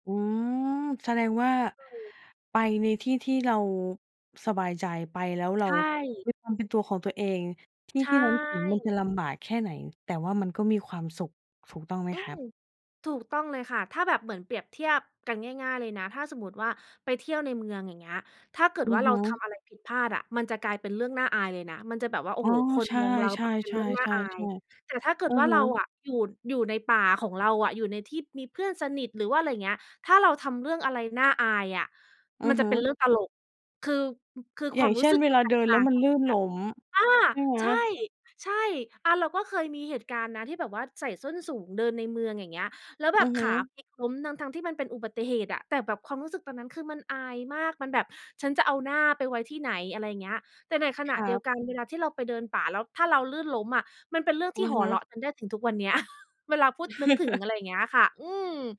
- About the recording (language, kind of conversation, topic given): Thai, podcast, เล่าประสบการณ์เดินป่าที่น่าจดจำที่สุดของคุณให้ฟังหน่อยได้ไหม?
- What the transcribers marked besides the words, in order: background speech; surprised: "อา"; "หัวเราะ" said as "หอเราะ"; chuckle; laugh